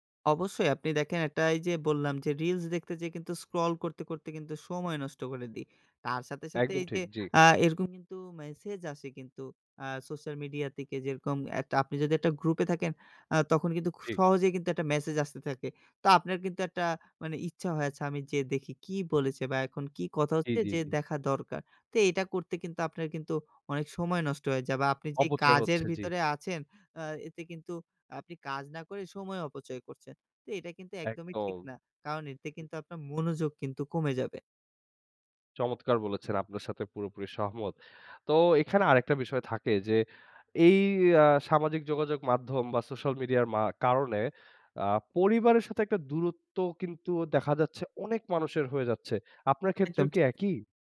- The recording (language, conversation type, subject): Bengali, podcast, সোশ্যাল মিডিয়া আপনার মনোযোগ কীভাবে কেড়ে নিচ্ছে?
- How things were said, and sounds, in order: in English: "social media"